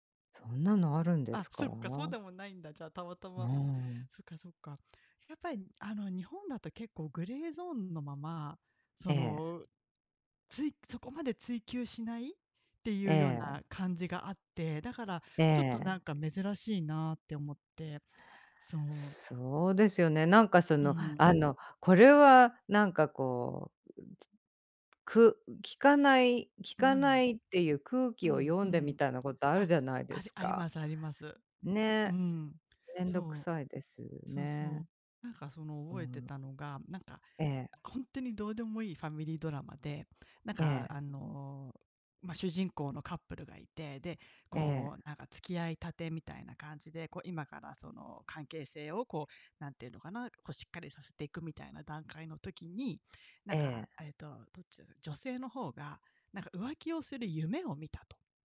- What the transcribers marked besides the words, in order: tapping; other background noise
- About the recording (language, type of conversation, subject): Japanese, unstructured, 嘘をつかずに生きるのは難しいと思いますか？